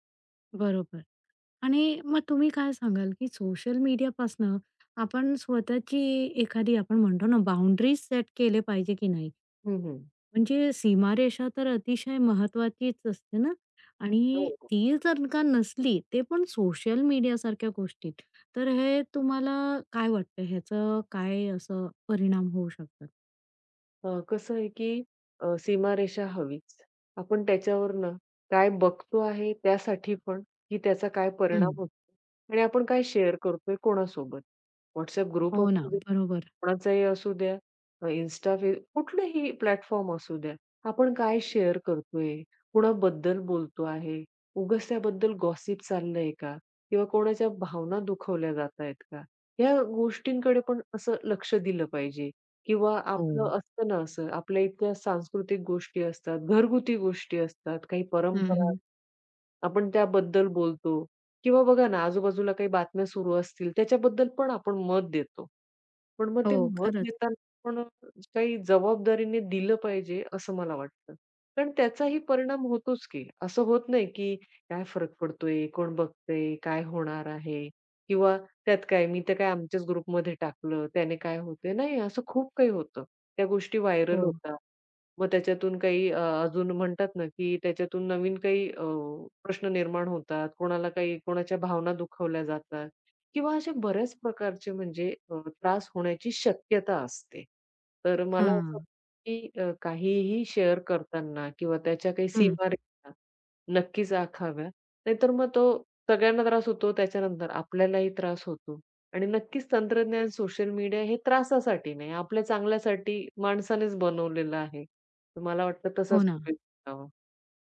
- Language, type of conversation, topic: Marathi, podcast, सोशल मीडियामुळे मैत्री आणि कौटुंबिक नात्यांवर तुम्हाला कोणते परिणाम दिसून आले आहेत?
- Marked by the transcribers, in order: tapping; in English: "शेअर"; in English: "ग्रुप"; in English: "प्लॅटफॉर्म"; in English: "शेअर"; in English: "गॉसिप"; other background noise; in English: "ग्रुपमध्ये"; in English: "शेअर"